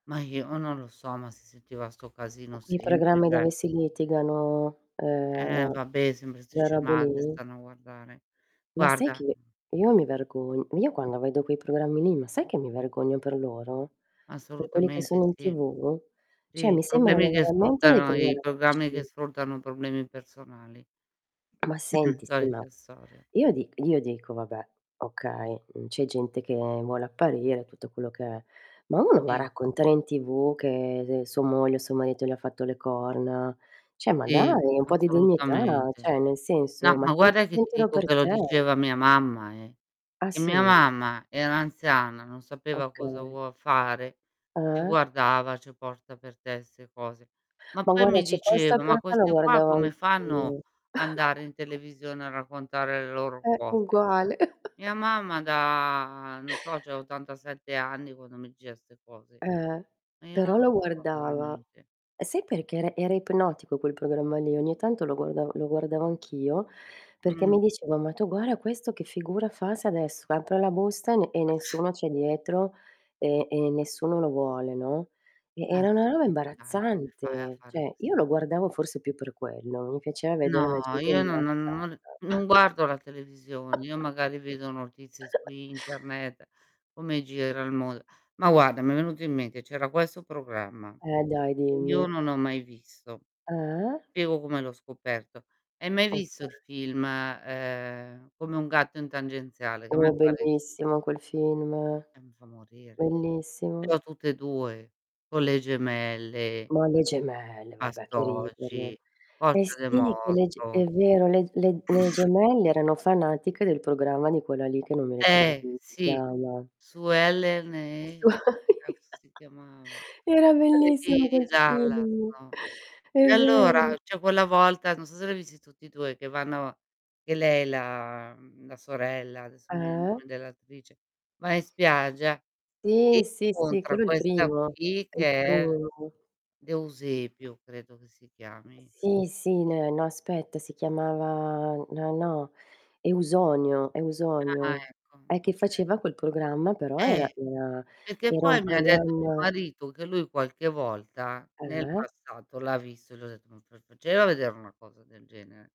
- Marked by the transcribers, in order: tapping; static; "cioè" said as "ceh"; distorted speech; "Cioè" said as "ceh"; throat clearing; inhale; "storia" said as "essoria"; "Cioè" said as "ceh"; "cioè" said as "ceh"; "vuol" said as "vuo"; "'ste" said as "sse"; chuckle; chuckle; drawn out: "da"; "diceva" said as "dicea"; "guarda" said as "guara"; mechanical hum; other background noise; "roba" said as "roa"; unintelligible speech; "Cioè" said as "ceh"; chuckle; drawn out: "Eh?"; unintelligible speech; drawn out: "Eh?"; drawn out: "chiamava"; drawn out: "Eh?"; unintelligible speech
- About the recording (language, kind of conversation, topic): Italian, unstructured, Cosa ne pensi dei programmi televisivi che sfruttano i problemi personali?